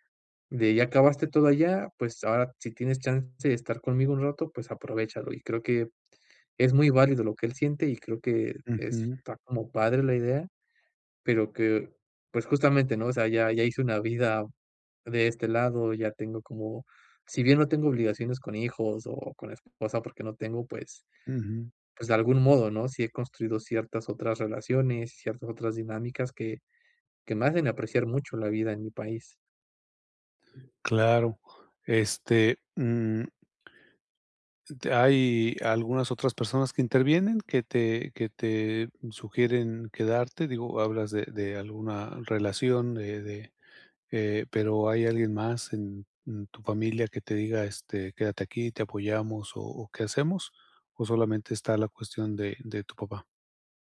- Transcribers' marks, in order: tapping
- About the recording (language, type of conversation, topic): Spanish, advice, ¿Cómo decido si pedir consejo o confiar en mí para tomar una decisión importante?